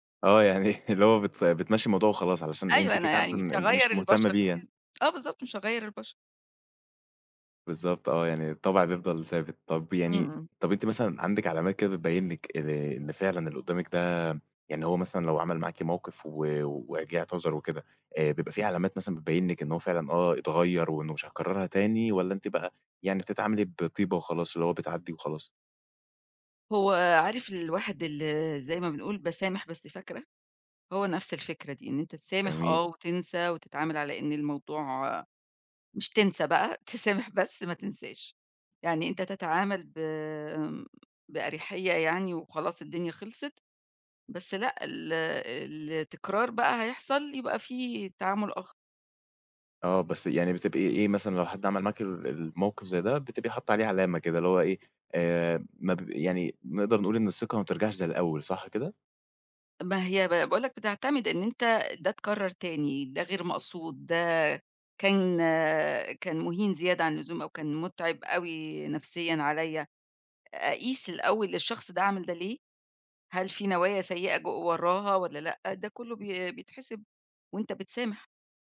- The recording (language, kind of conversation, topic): Arabic, podcast, إيه الطرق البسيطة لإعادة بناء الثقة بعد ما يحصل خطأ؟
- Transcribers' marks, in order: laughing while speaking: "يعني"; background speech